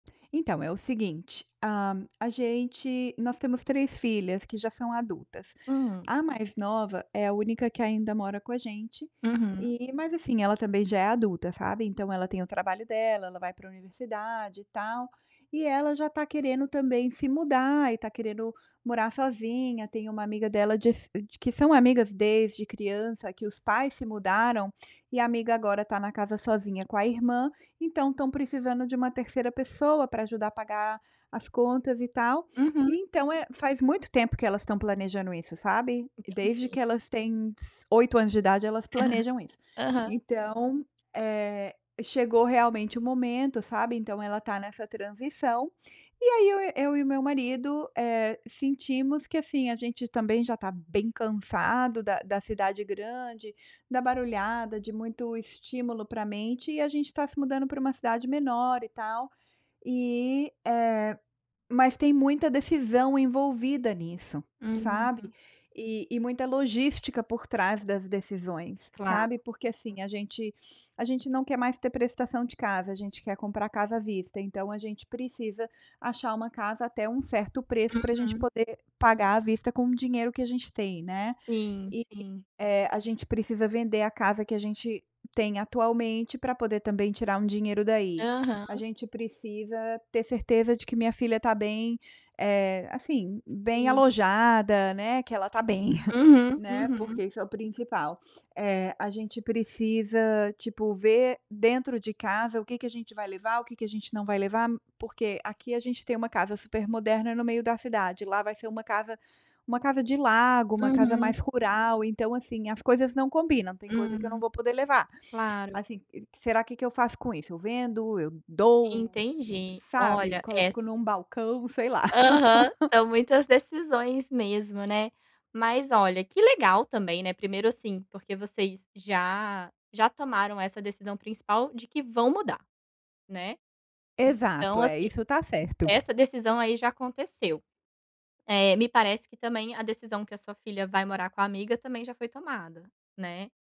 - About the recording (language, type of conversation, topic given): Portuguese, advice, Como posso decidir o que priorizar quando surgem muitas decisões importantes ao mesmo tempo?
- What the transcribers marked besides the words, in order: tapping; other background noise; laugh; chuckle; laugh